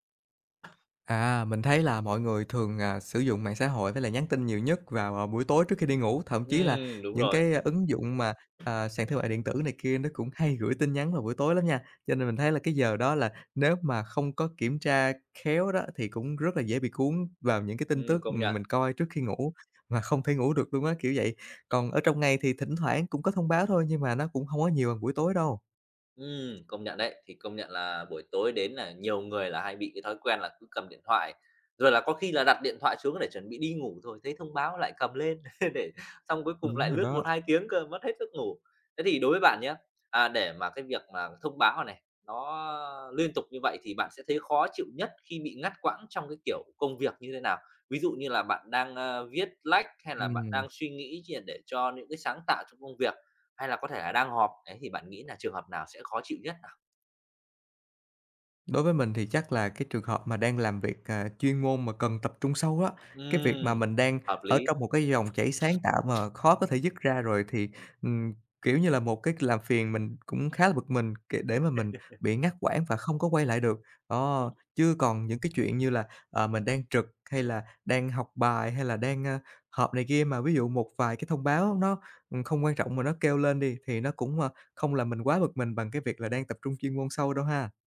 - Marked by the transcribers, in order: other background noise; tapping; laugh; laugh
- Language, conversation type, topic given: Vietnamese, podcast, Bạn có mẹo nào để giữ tập trung khi liên tục nhận thông báo không?